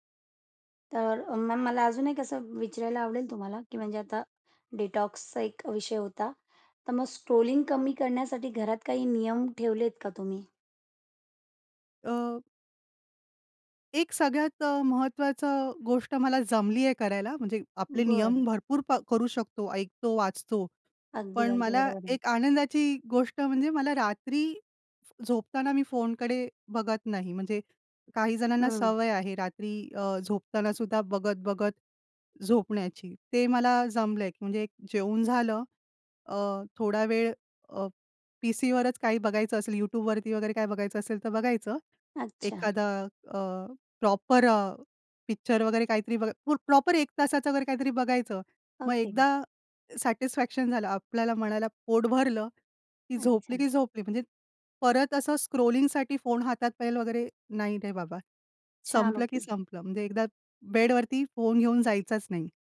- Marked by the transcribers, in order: in English: "डिटॉक्सचा"; in English: "स्ट्रोलिंग"; in English: "पीसीवरच"; in English: "प्रॉपर"; in English: "प्रॉपर"; in English: "सॅटिस्फॅक्शन"; in English: "स्क्रॉलिंगसाठी"
- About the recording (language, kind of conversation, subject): Marathi, podcast, वेळ नकळत निघून जातो असे वाटते तशी सततची चाळवाचाळवी थांबवण्यासाठी तुम्ही काय कराल?